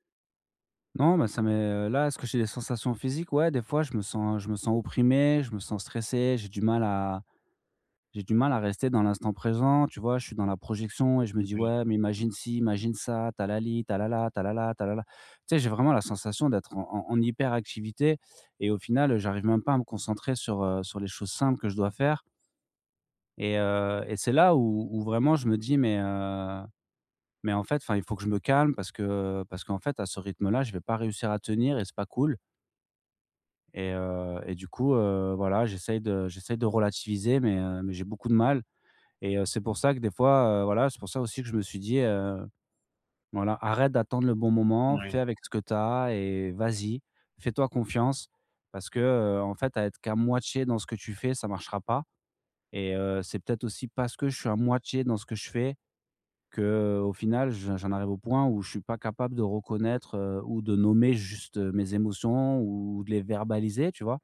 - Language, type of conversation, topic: French, advice, Comment puis-je mieux reconnaître et nommer mes émotions au quotidien ?
- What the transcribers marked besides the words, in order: tapping